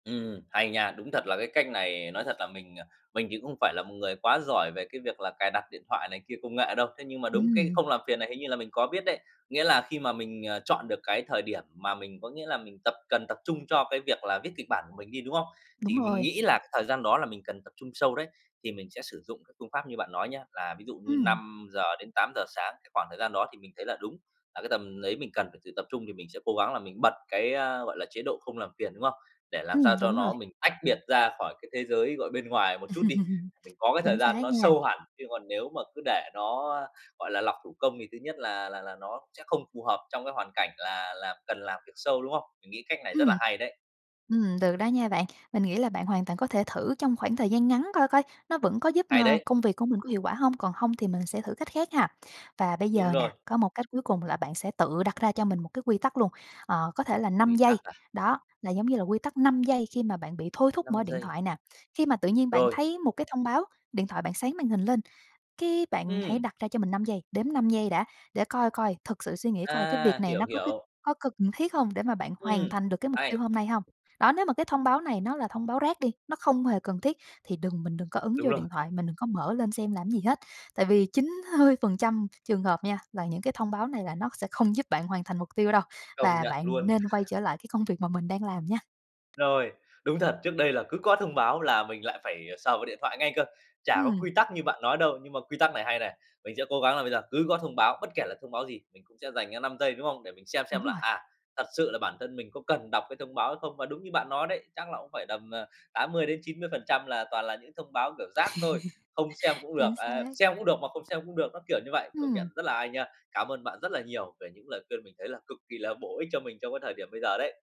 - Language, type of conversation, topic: Vietnamese, advice, Làm thế nào để tôi bớt bị mất tập trung vì thông báo trên điện thoại đến liên tục?
- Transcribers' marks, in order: other background noise; tapping; laugh; laugh; laugh